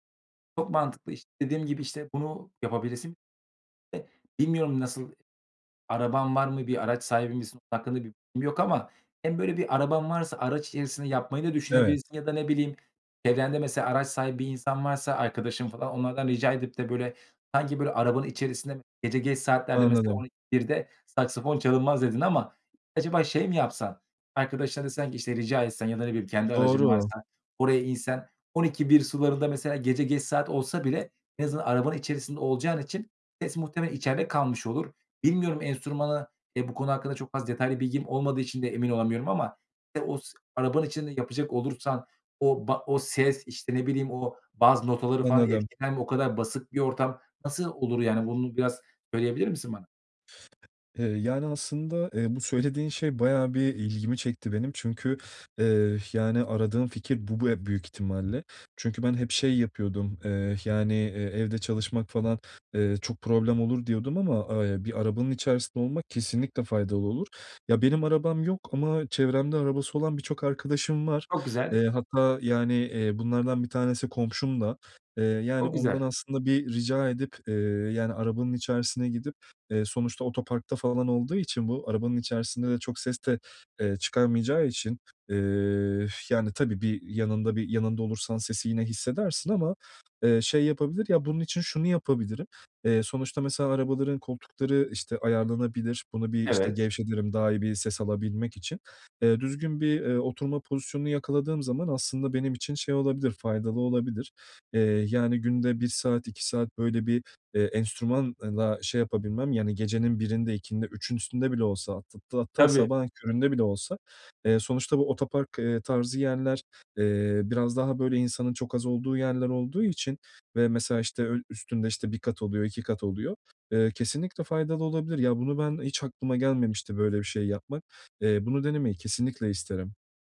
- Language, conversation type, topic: Turkish, advice, Tutkuma daha fazla zaman ve öncelik nasıl ayırabilirim?
- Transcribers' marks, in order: unintelligible speech; tapping; other background noise; unintelligible speech